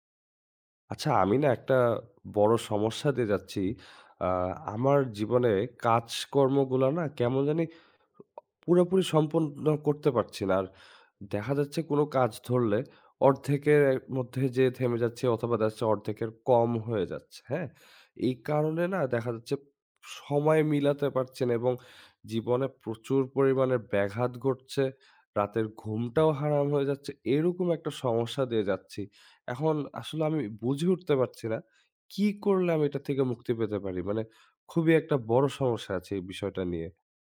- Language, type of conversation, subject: Bengali, advice, আধ-সম্পন্ন কাজগুলো জমে থাকে, শেষ করার সময়ই পাই না
- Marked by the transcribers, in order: other noise; tapping; unintelligible speech